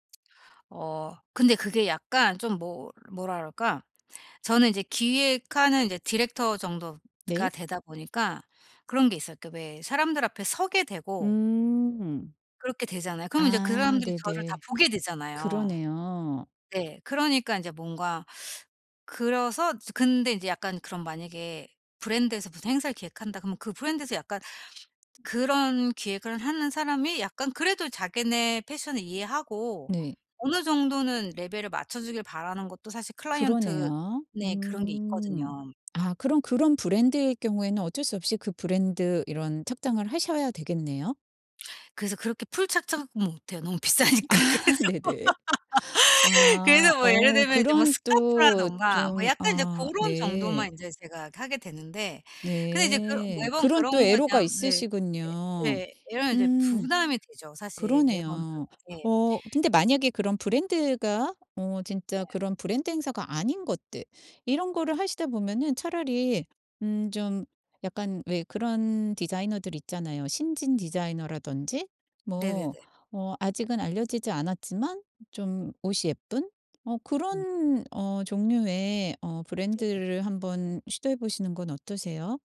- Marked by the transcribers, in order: other background noise; in English: "디렉터"; tapping; teeth sucking; "그래서" said as "그러서"; in English: "풀"; laughing while speaking: "아 네네"; laughing while speaking: "비싸니까. 그래서"; laugh; other weather sound
- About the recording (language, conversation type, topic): Korean, advice, 다른 사람들과 비교하지 않고 소비를 줄이려면 어떻게 해야 하나요?